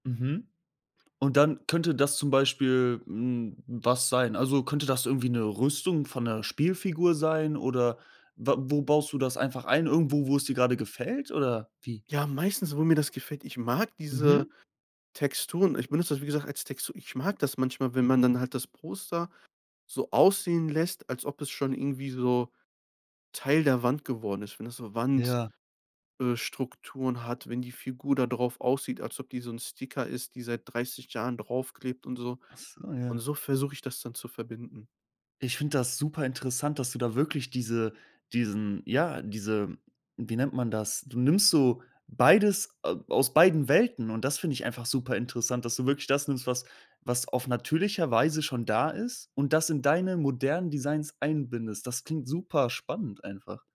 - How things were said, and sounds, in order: none
- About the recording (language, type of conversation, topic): German, podcast, Welche kleinen Schritte können deine Kreativität fördern?